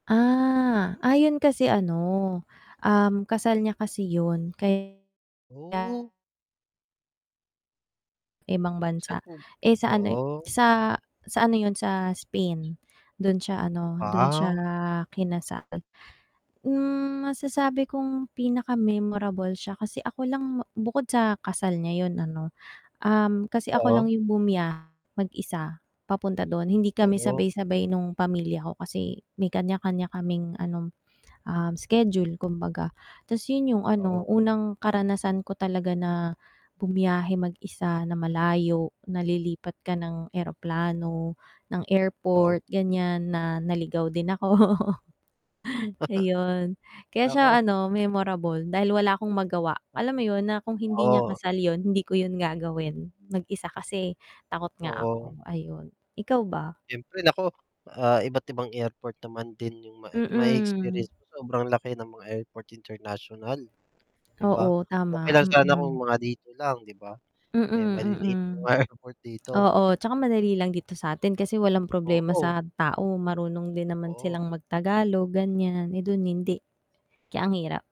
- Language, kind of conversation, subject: Filipino, unstructured, Ano ang pinakatumatak mong karanasan sa paglalakbay?
- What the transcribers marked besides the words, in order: static; distorted speech; other background noise; laughing while speaking: "ako"; chuckle; mechanical hum; tapping